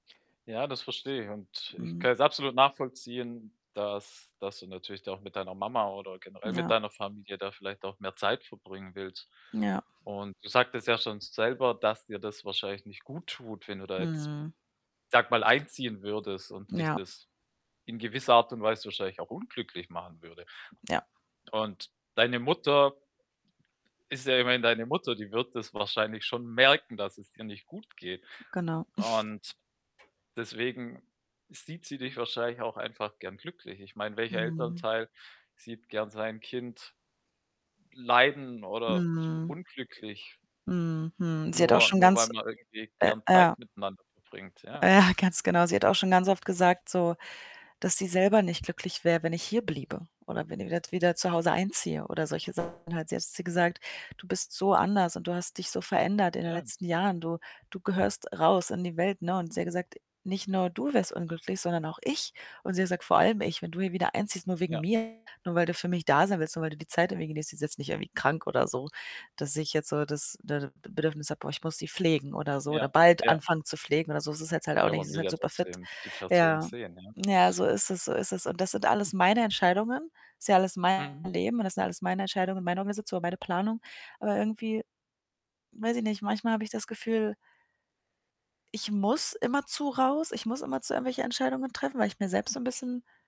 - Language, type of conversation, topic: German, advice, Wie kann ich meine Lebensprioritäten so setzen, dass ich später keine schwerwiegenden Entscheidungen bereue?
- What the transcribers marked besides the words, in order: other background noise; static; snort; distorted speech; laughing while speaking: "ganz"; tapping